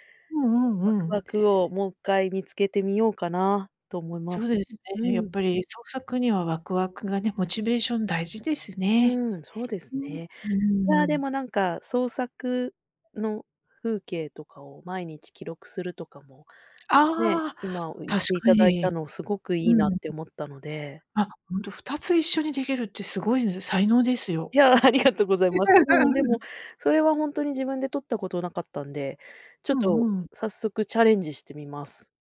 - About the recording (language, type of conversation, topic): Japanese, advice, 創作を習慣にしたいのに毎日続かないのはどうすれば解決できますか？
- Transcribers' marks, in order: laugh